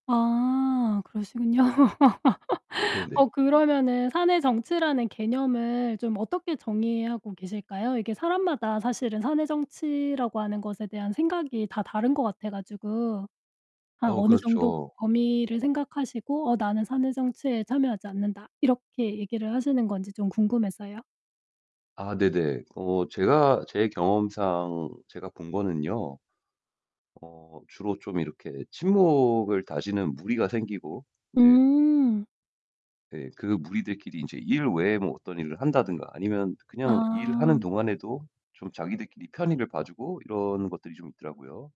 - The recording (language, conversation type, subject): Korean, podcast, 사내 정치에 어떻게 대응하면 좋을까요?
- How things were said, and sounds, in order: laughing while speaking: "그러시군요"; laugh; laugh; tapping; other background noise; distorted speech